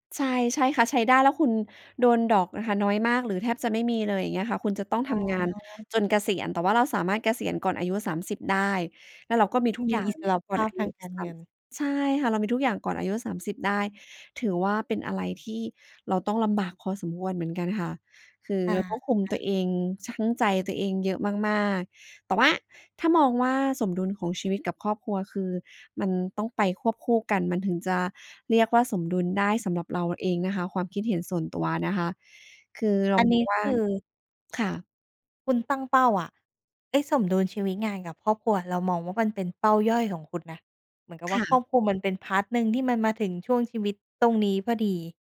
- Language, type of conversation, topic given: Thai, podcast, คุณมีวิธีหาความสมดุลระหว่างงานกับครอบครัวอย่างไร?
- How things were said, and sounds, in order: in English: "พาร์ต"